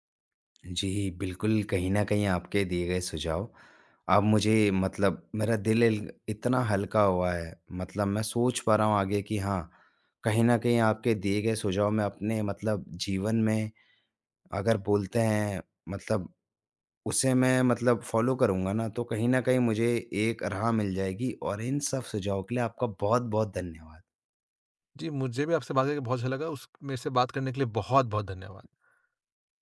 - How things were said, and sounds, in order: in English: "फ़ॉलो"
- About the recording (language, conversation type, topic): Hindi, advice, नए अवसरों के लिए मैं अधिक खुला/खुली और जिज्ञासु कैसे बन सकता/सकती हूँ?